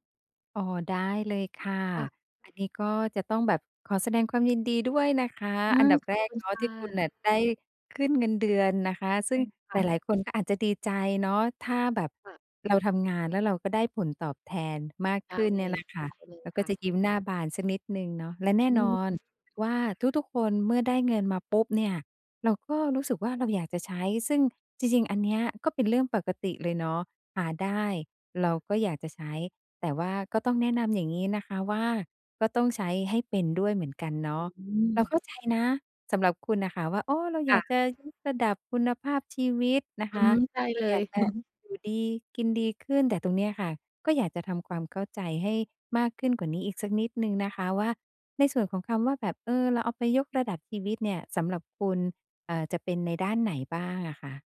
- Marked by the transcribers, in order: other background noise; chuckle
- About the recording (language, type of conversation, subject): Thai, advice, ได้ขึ้นเงินเดือนแล้ว ควรยกระดับชีวิตหรือเพิ่มเงินออมดี?